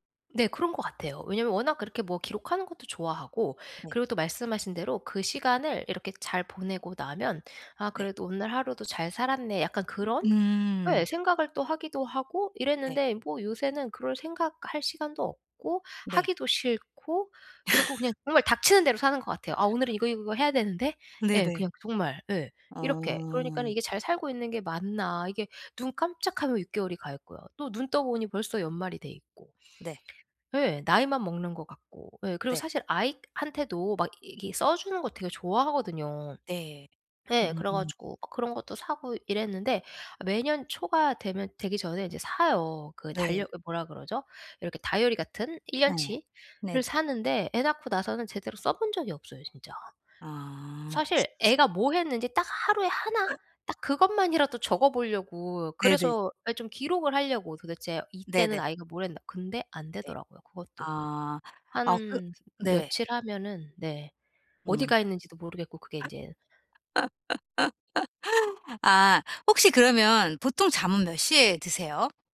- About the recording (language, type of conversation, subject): Korean, advice, 잠들기 전에 마음을 편안하게 정리하려면 어떻게 해야 하나요?
- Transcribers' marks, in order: tapping; other background noise; laugh; laugh